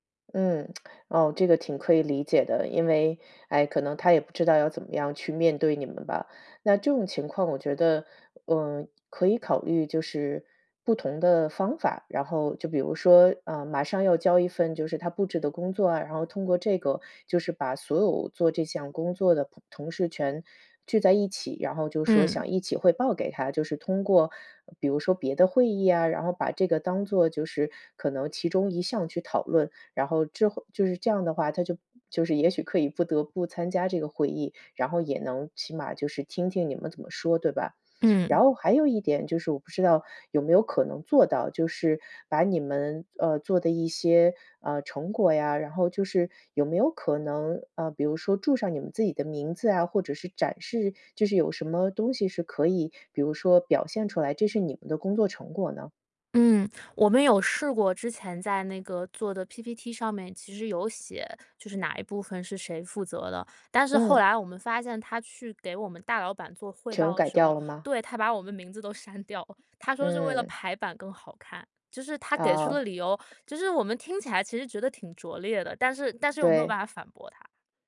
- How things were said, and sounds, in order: lip smack; other background noise; laughing while speaking: "删掉了"; lip smack
- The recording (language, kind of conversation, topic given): Chinese, advice, 如何在觉得同事抢了你的功劳时，理性地与对方当面对质并澄清事实？